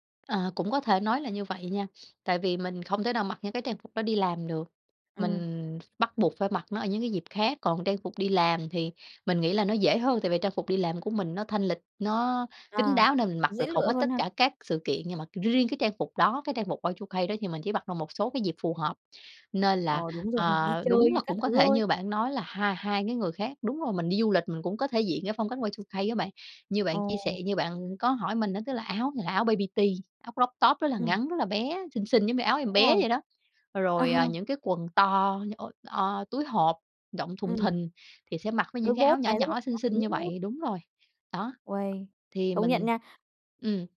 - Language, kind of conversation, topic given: Vietnamese, podcast, Bạn nhớ lần nào trang phục đã khiến bạn tự tin nhất không?
- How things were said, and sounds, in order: in English: "Y-2-K"; tapping; in English: "Y-2-K"; in English: "baby tea"; in English: "croptop"; laughing while speaking: "Ờ"